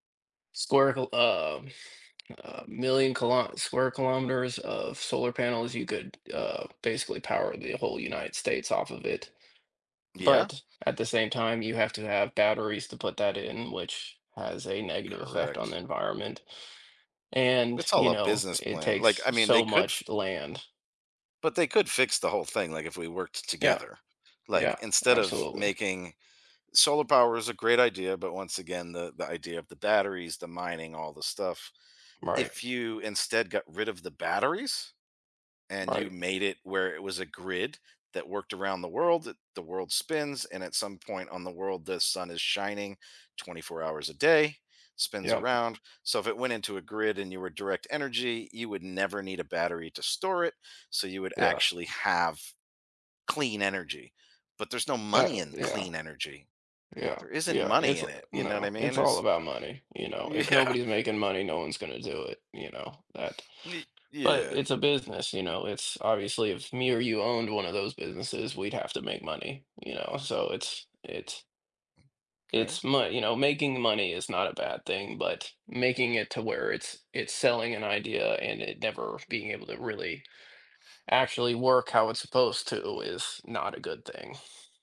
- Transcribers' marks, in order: tapping; laughing while speaking: "yeah"; other background noise
- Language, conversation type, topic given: English, unstructured, How can businesses find the right balance between adapting to change and sticking to proven methods?
- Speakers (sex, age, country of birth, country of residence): male, 30-34, United States, United States; male, 45-49, United States, United States